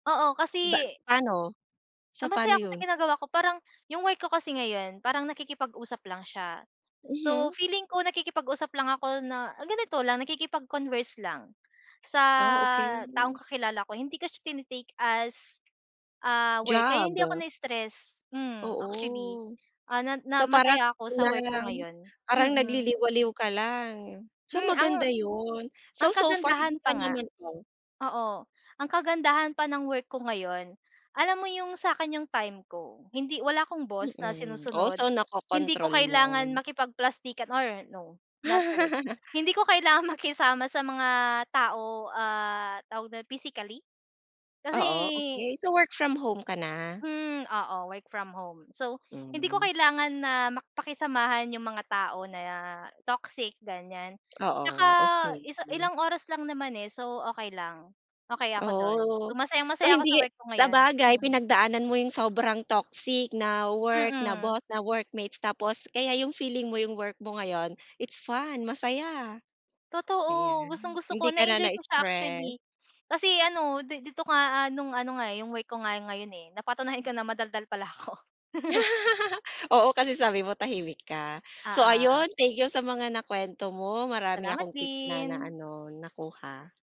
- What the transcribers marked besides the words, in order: in English: "nakikipag-converse"; laugh; in English: "not the word"; in English: "toxic"; in English: "toxic"; in English: "it's fun"; laughing while speaking: "pala ako"; laugh
- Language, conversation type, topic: Filipino, podcast, Paano ka nagpapawi ng stress sa opisina?